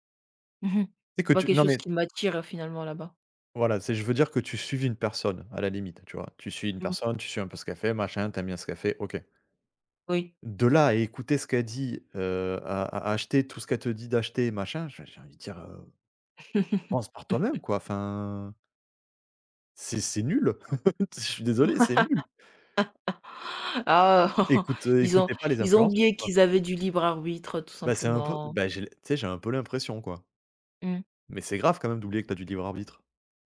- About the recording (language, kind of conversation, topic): French, unstructured, Penses-tu que les réseaux sociaux montrent une image réaliste du corps parfait ?
- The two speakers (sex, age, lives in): female, 20-24, France; male, 35-39, France
- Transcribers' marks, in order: laugh; laugh; laughing while speaking: "Ah"